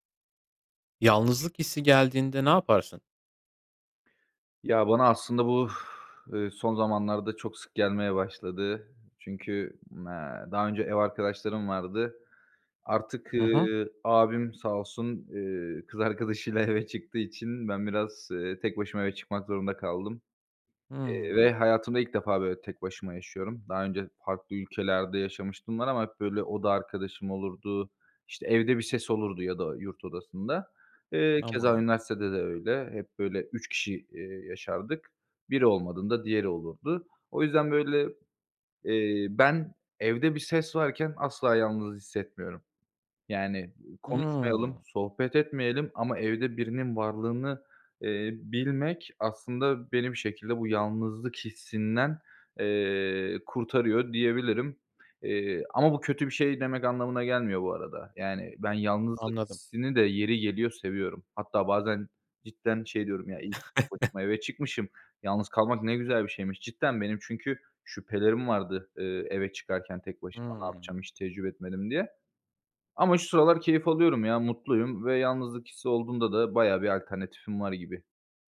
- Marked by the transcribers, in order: other background noise; laughing while speaking: "kız arkadaşıyla"; chuckle
- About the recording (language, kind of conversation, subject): Turkish, podcast, Yalnızlık hissi geldiğinde ne yaparsın?